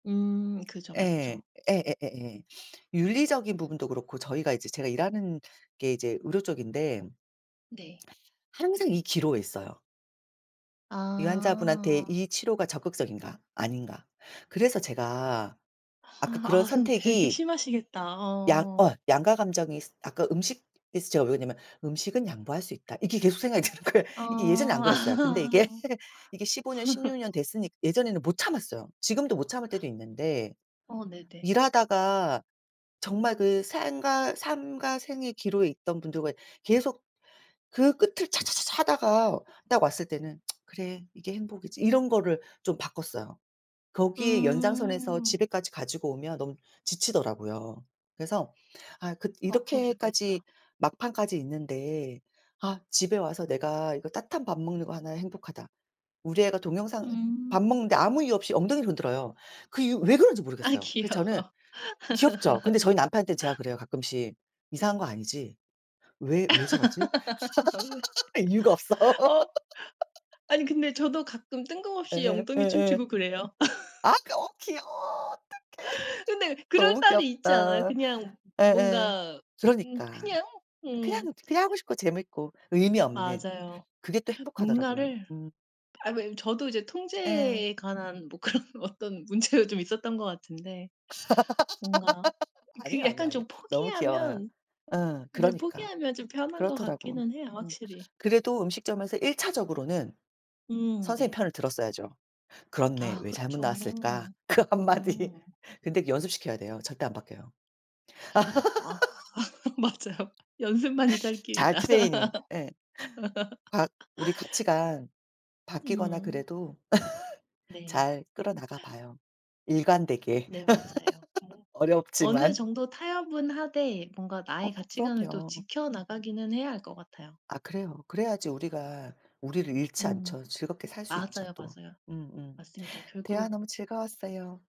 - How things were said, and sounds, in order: tapping; laughing while speaking: "어"; laughing while speaking: "드는 거예요"; laugh; laughing while speaking: "이게"; tsk; laughing while speaking: "귀여워"; laugh; laugh; laughing while speaking: "아 왜? 어"; laugh; laughing while speaking: "이유가 없어"; laugh; laugh; other background noise; laughing while speaking: "그런 어떤 문제도"; laugh; laughing while speaking: "그 한 마디"; laugh; laughing while speaking: "맞아요"; laugh; laugh; laugh
- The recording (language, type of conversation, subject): Korean, unstructured, 자신의 가치관을 지키는 것이 어려웠던 적이 있나요?